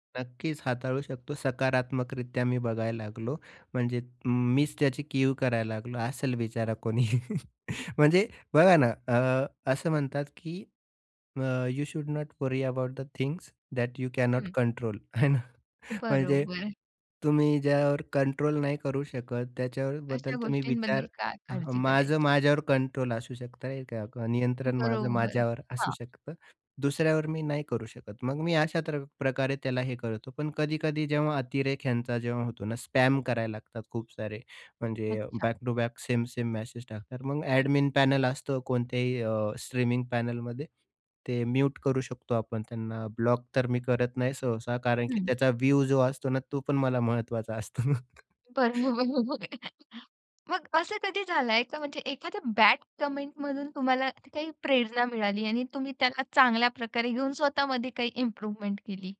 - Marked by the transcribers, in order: other background noise; chuckle; in English: "यू शोल्ड नोट वॉरी अबाउट द थिंग्स दैट यू कॅनॉट कंट्रोल"; laughing while speaking: "आहे ना"; in English: "स्पॅम"; in English: "एडमिन पॅनल"; in English: "पॅनेलमध्ये"; chuckle; in English: "बॅड कमेंटमधून"; in English: "इम्प्रूव्हमेंट"
- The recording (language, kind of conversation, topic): Marathi, podcast, तुमच्या आत्मविश्वासावर सोशल मीडियाचा कसा परिणाम होतो?